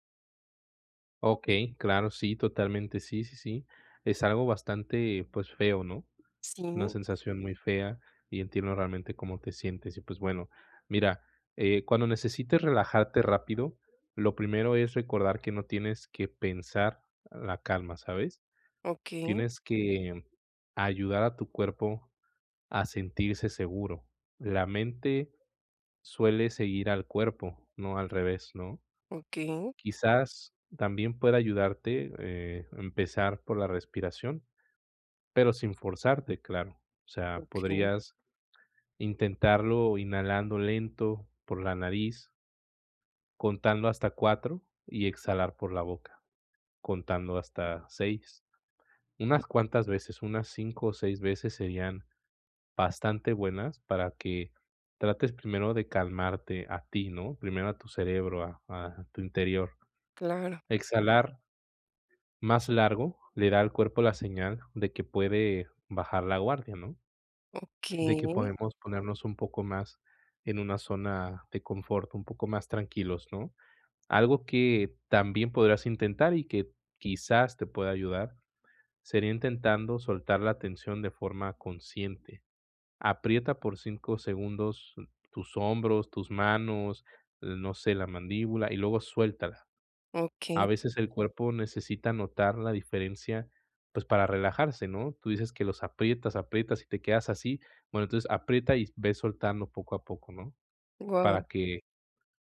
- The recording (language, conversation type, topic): Spanish, advice, ¿Cómo puedo relajar el cuerpo y la mente rápidamente?
- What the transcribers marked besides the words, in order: other noise